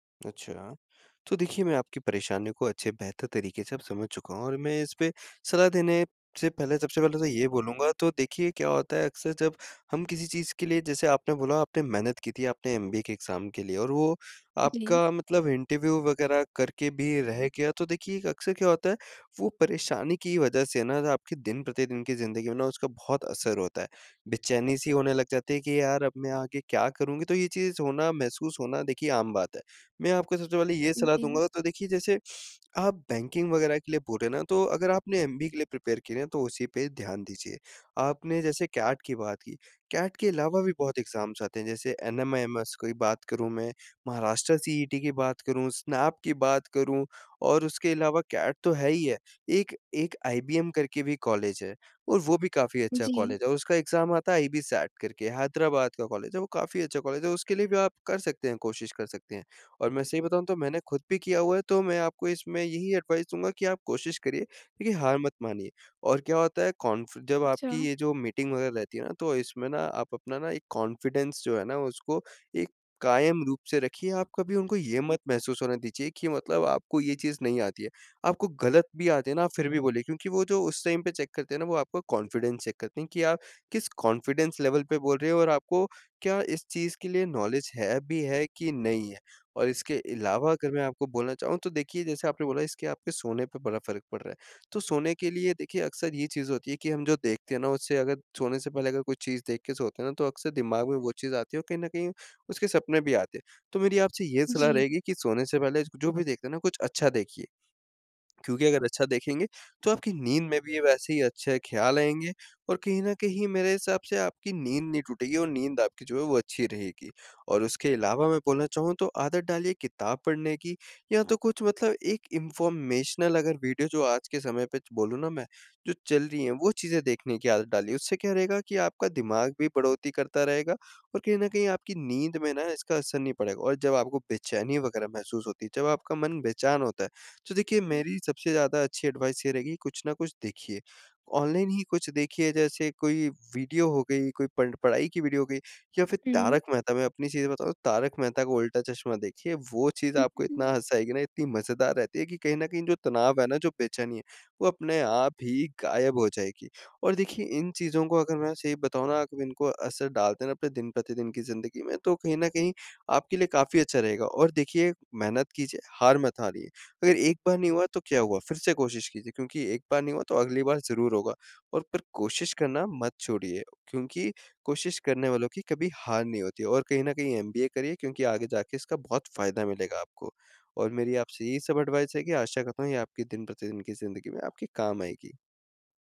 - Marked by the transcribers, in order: tapping; in English: "एग्ज़ाम"; in English: "इंटरव्यू"; in English: "बैंकिंग"; in English: "प्रिपेयर"; in English: "एग्ज़ाम्स"; in English: "एग्ज़ाम"; in English: "एडवाइस"; in English: "कॉन्फिडेंस"; horn; in English: "टाइम"; in English: "चेक"; in English: "कॉन्फिडेंस चेक"; in English: "कॉन्फिडेंस लेवल"; in English: "नॉलेज"; other background noise; in English: "इन्फ़ॉर्मेशनल"; "बढ़ोत्तरी" said as "बढ़ोती"; in English: "एडवाइस"; in English: "एडवाइस"
- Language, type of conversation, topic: Hindi, advice, घर पर आराम करते समय बेचैनी या घबराहट क्यों होती है?